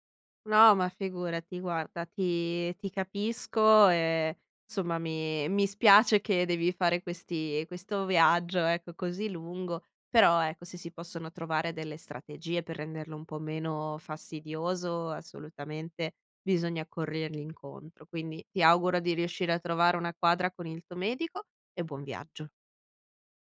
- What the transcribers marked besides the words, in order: none
- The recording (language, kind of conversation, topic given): Italian, advice, Come posso gestire lo stress e l’ansia quando viaggio o sono in vacanza?